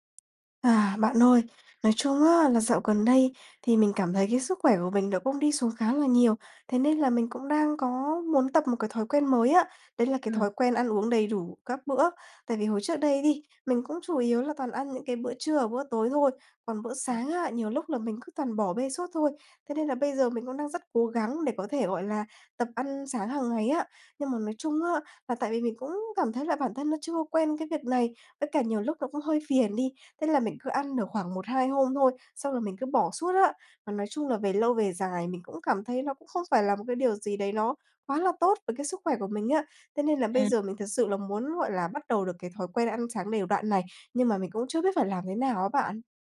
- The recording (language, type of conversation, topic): Vietnamese, advice, Làm sao để duy trì một thói quen mới mà không nhanh nản?
- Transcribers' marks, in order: tapping